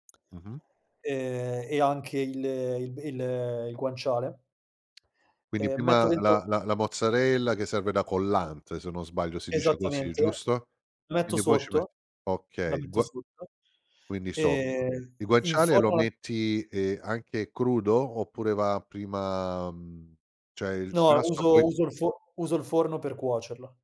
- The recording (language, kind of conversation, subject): Italian, podcast, Come scegli quali lavori mostrare al pubblico?
- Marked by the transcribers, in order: "cioè" said as "ceh"